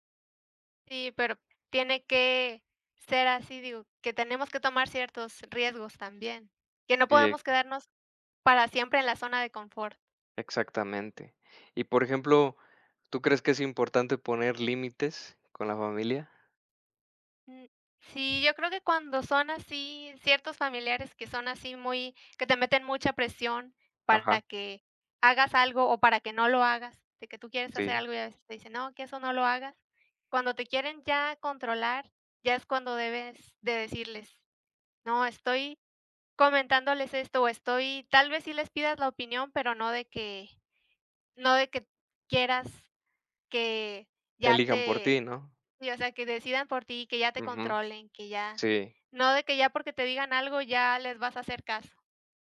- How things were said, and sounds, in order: other background noise
- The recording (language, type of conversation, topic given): Spanish, unstructured, ¿Cómo reaccionas si un familiar no respeta tus decisiones?